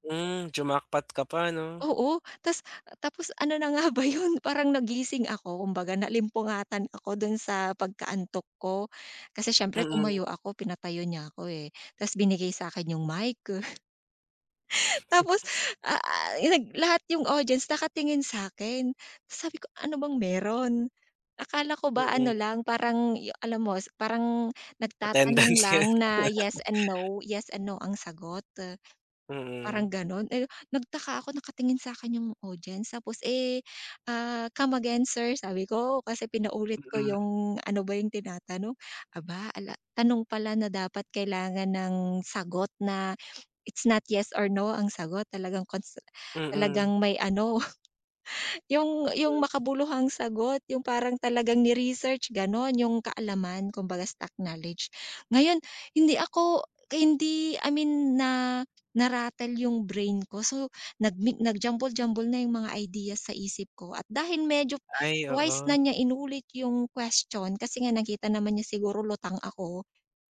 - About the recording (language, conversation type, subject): Filipino, advice, Paano ako makakabawi sa kumpiyansa sa sarili pagkatapos mapahiya?
- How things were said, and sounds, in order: chuckle; chuckle; tapping; chuckle; other background noise